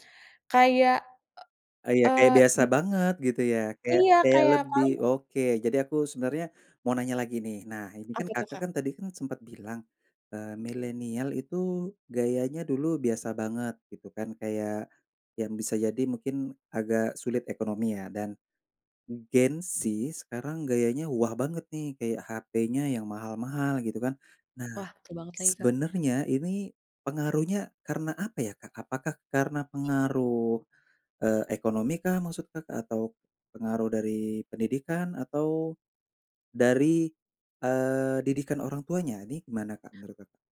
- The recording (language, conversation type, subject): Indonesian, podcast, Bagaimana perbedaan nilai keluarga antara generasi tua dan generasi muda?
- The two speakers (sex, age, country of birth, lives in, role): female, 30-34, Indonesia, Indonesia, guest; male, 30-34, Indonesia, Indonesia, host
- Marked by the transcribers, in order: other background noise